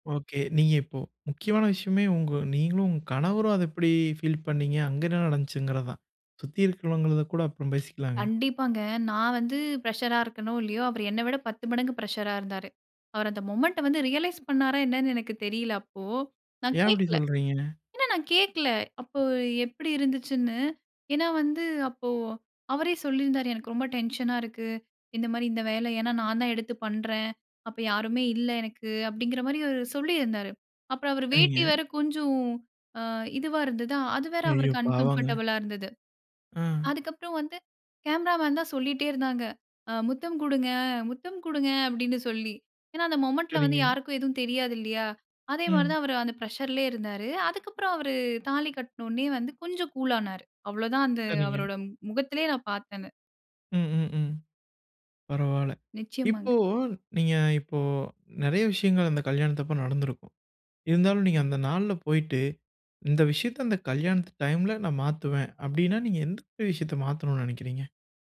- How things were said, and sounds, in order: in English: "ஃப்ரஷரா"; in English: "ஃப்ரஷரா"; in English: "மொமெண்ட்ட"; in English: "அன்கம்ஃபர்டபுளா"
- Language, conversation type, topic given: Tamil, podcast, உங்கள் திருமண நாளைப் பற்றி உங்களுக்கு எந்தெந்த நினைவுகள் உள்ளன?